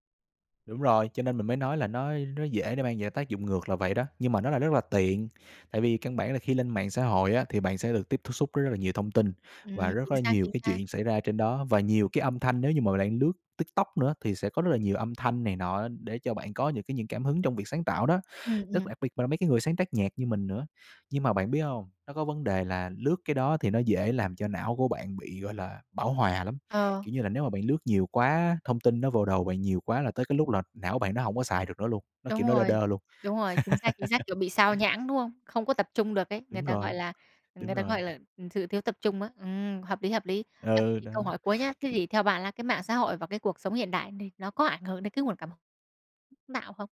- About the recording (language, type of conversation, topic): Vietnamese, podcast, Bạn có thói quen nào giúp bạn tìm được cảm hứng sáng tạo không?
- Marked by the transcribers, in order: tapping; laugh; other background noise; other noise